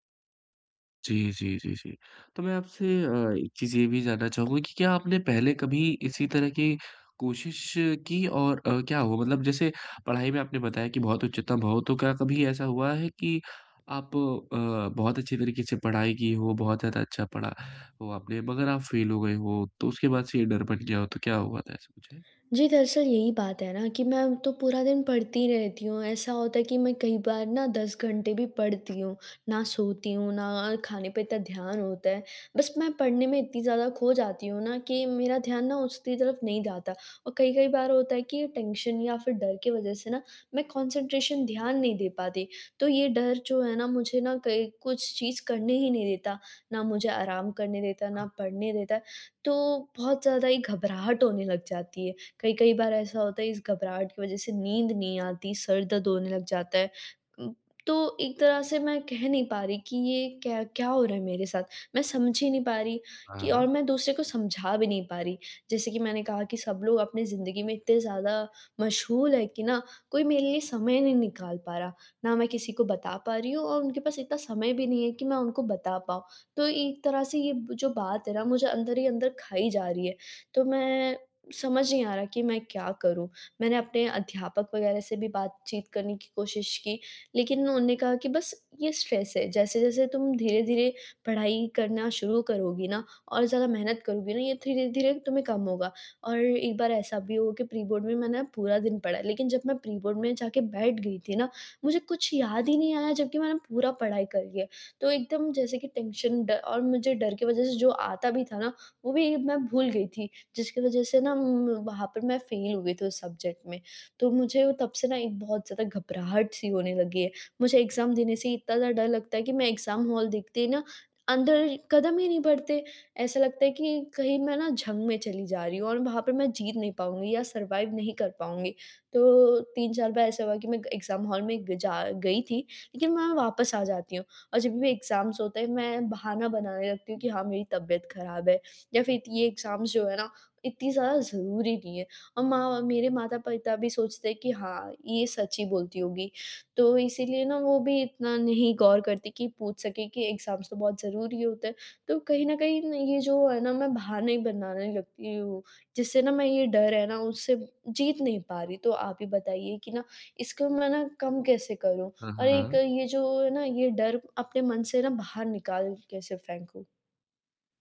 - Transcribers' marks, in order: other background noise; in English: "टेंशन"; in English: "कंसंट्रेशन"; tapping; in English: "स्ट्रेस"; in English: "टेंशन"; in English: "सब्जेक्ट"; in English: "एग्जाम"; in English: "एग्जाम हॉल"; in English: "सरवाइव"; in English: "एग्जाम हॉल"; in English: "एग्जाम्स"; in English: "एग्जाम्स"; in English: "एग्जाम्स"
- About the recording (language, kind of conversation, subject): Hindi, advice, असफलता के डर को दूर करके मैं आगे बढ़ते हुए कैसे सीख सकता/सकती हूँ?